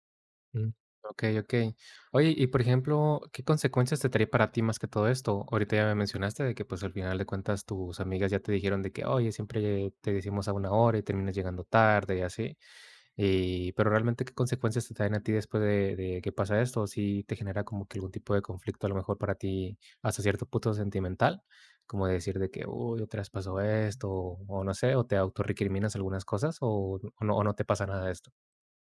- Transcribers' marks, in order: none
- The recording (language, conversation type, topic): Spanish, advice, ¿Cómo puedo dejar de llegar tarde con frecuencia a mis compromisos?